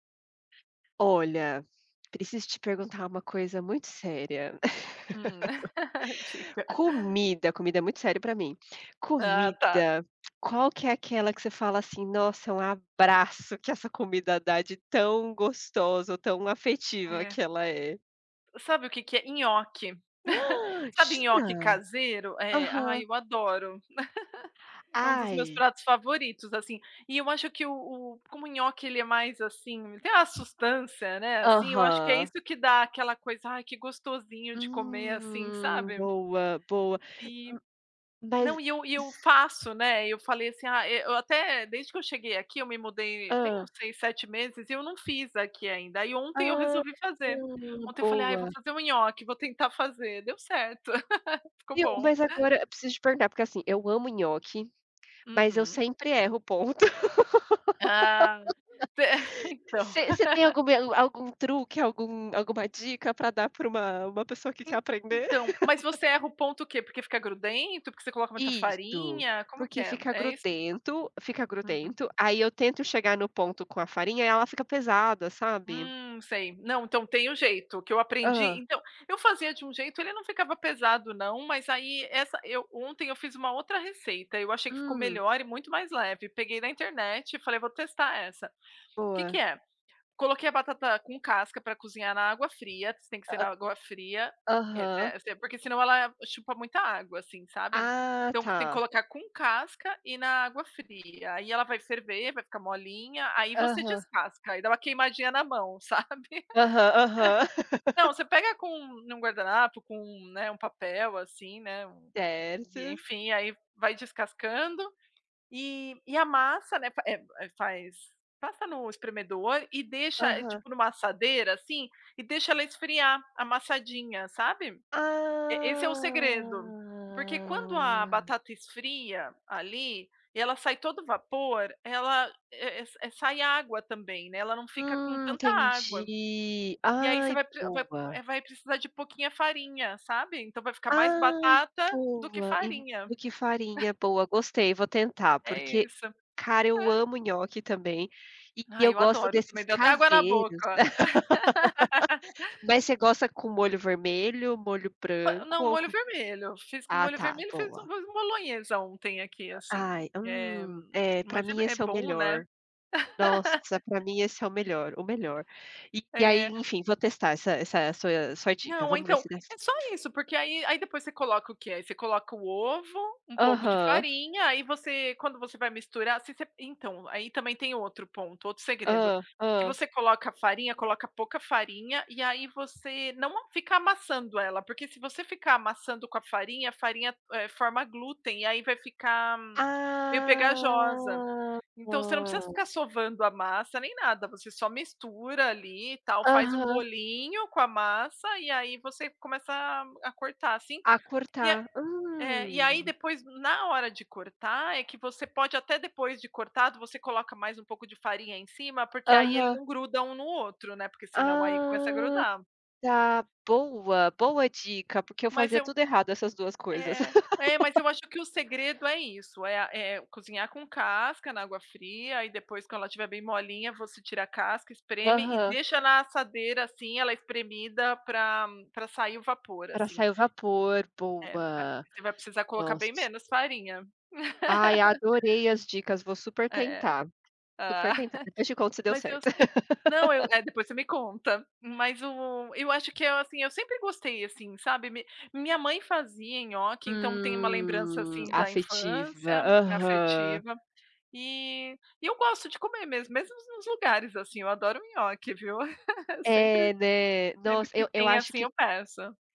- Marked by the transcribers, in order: laugh; tapping; laugh; laugh; laugh; laugh; laugh; laugh; laugh; laugh; drawn out: "Ah"; laugh; laugh; laugh; drawn out: "Ah!"; drawn out: "Ah"; laugh; laugh; unintelligible speech; laugh; drawn out: "Hum"
- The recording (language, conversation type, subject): Portuguese, unstructured, Qual prato você considera um verdadeiro abraço em forma de comida?
- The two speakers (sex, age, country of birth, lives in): female, 30-34, Brazil, Sweden; female, 40-44, Brazil, United States